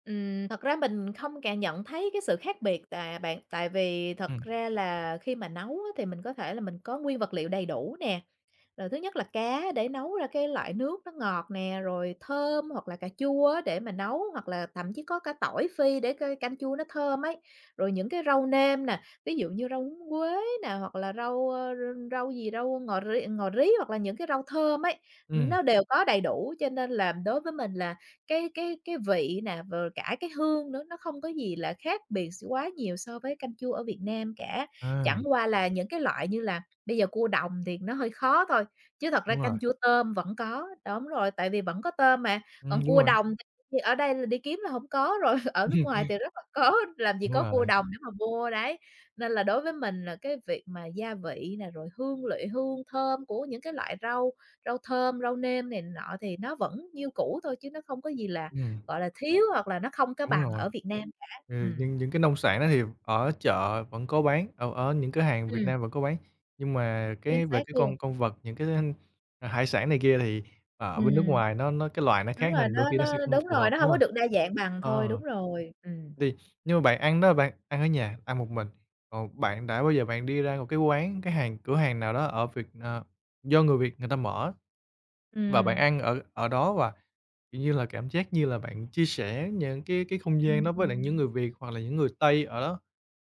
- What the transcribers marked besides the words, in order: tapping; other background noise; chuckle; laughing while speaking: "Ừm"
- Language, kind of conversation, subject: Vietnamese, podcast, Món ăn nào gợi nhớ quê nhà với bạn?